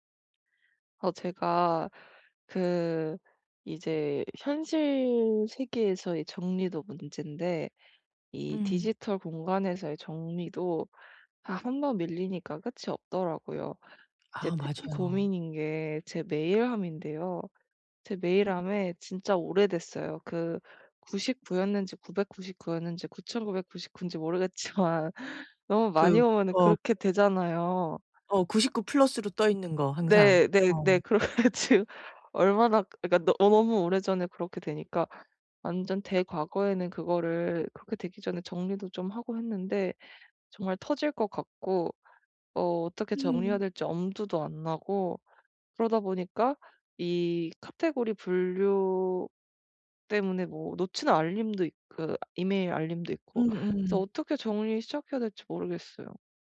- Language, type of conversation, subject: Korean, advice, 이메일과 알림을 오늘부터 깔끔하게 정리하려면 어떻게 시작하면 좋을까요?
- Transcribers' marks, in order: other background noise; laughing while speaking: "모르겠지만"; laughing while speaking: "그래 가지고"